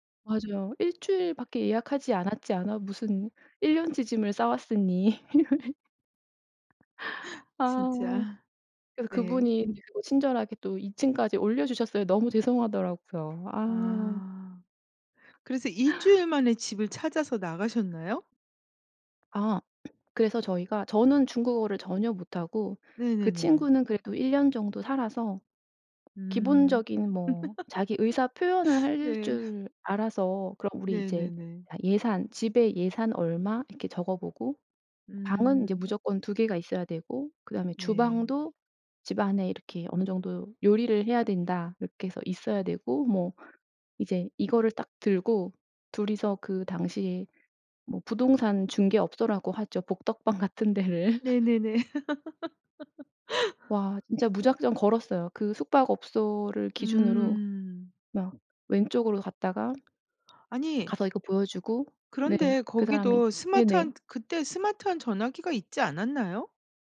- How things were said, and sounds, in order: laugh; other background noise; gasp; laugh; laughing while speaking: "같은 데를"; laugh
- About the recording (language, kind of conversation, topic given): Korean, podcast, 직감이 삶을 바꾼 경험이 있으신가요?